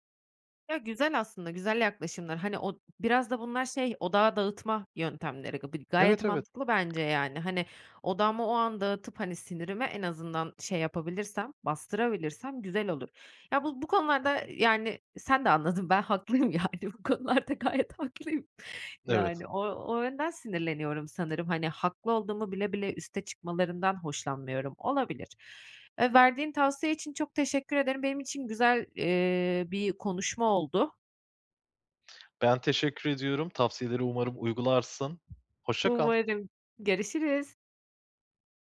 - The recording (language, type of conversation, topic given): Turkish, advice, Açlık veya stresliyken anlık dürtülerimle nasıl başa çıkabilirim?
- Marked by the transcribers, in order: tapping; laughing while speaking: "yani. Bu konularda gayet haklıyım"; other background noise